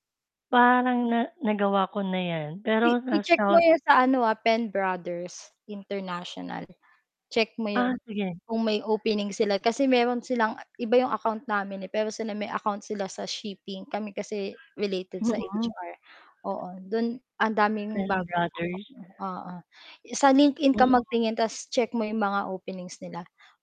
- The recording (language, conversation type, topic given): Filipino, unstructured, Bakit natatakot kang magbukas ng loob sa pamilya tungkol sa problema mo?
- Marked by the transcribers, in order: static; other background noise; unintelligible speech; unintelligible speech